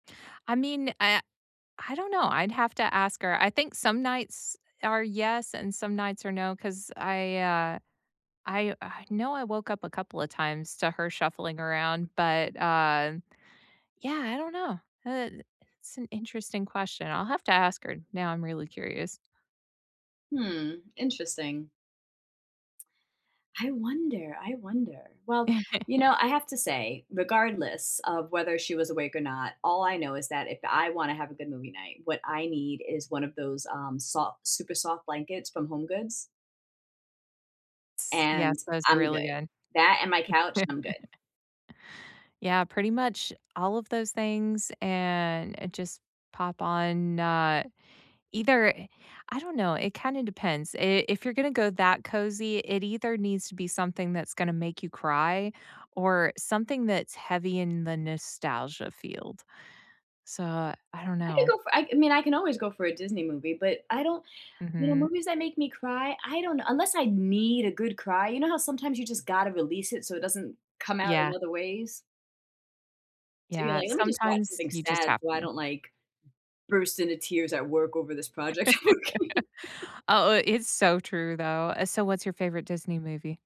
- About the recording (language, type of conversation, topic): English, unstructured, Do you feel happiest watching movies in a lively movie theater at night or during a cozy couch ritual at home, and why?
- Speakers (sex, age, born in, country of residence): female, 35-39, United States, United States; female, 40-44, Philippines, United States
- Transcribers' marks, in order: chuckle; chuckle; other background noise; laugh